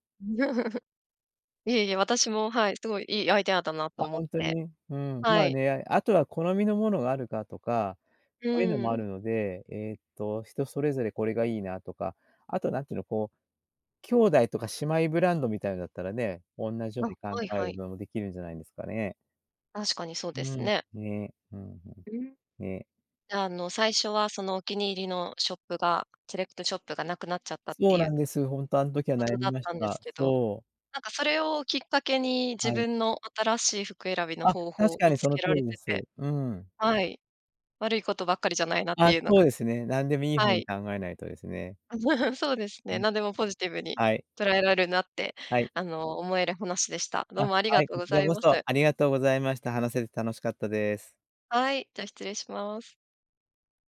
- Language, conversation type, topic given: Japanese, podcast, 今の服の好みはどうやって決まった？
- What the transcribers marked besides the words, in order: chuckle; tapping; chuckle; other background noise